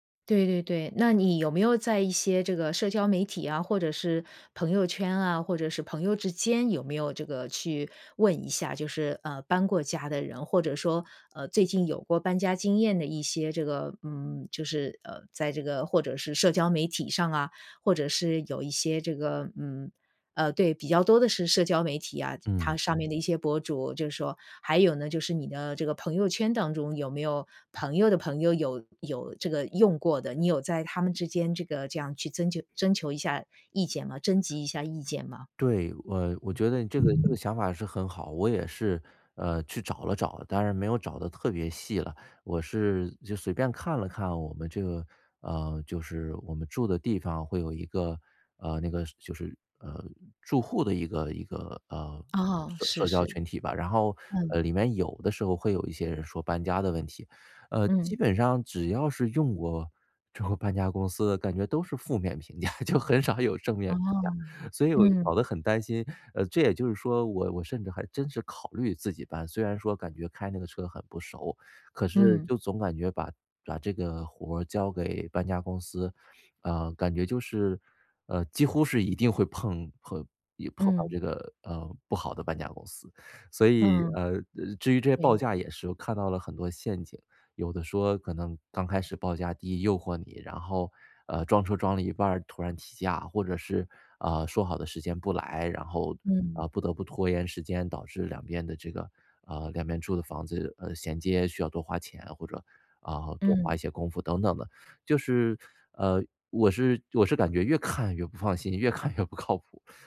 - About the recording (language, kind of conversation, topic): Chinese, advice, 我如何制定搬家预算并尽量省钱？
- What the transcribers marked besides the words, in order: other background noise; chuckle; laughing while speaking: "就很少"; laughing while speaking: "越不"